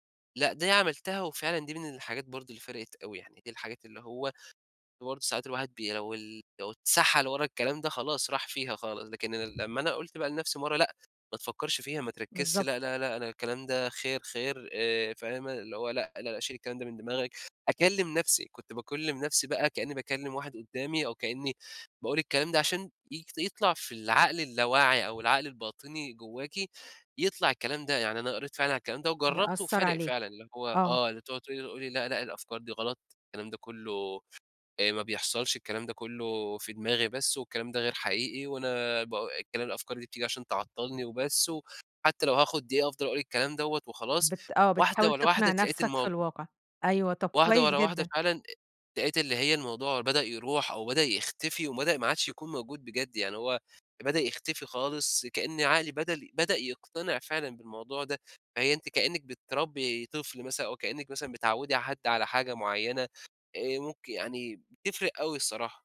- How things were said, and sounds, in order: other background noise
- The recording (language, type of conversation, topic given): Arabic, podcast, كيف بتتعامل مع التفكير السلبي المتكرر؟